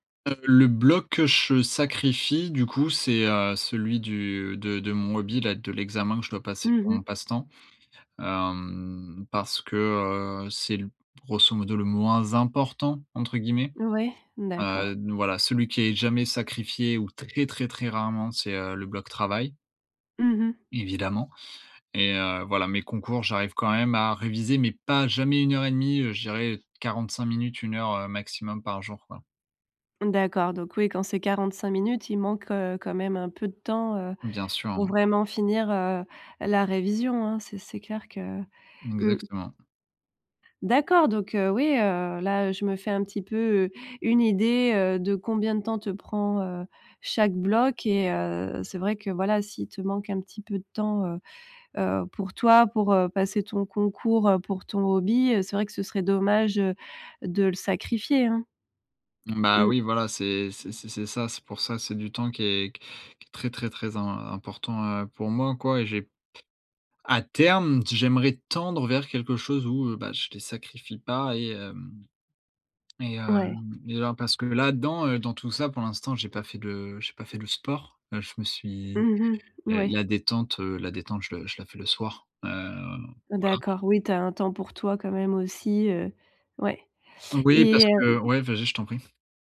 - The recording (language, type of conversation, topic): French, advice, Comment faire pour gérer trop de tâches et pas assez d’heures dans la journée ?
- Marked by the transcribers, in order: other background noise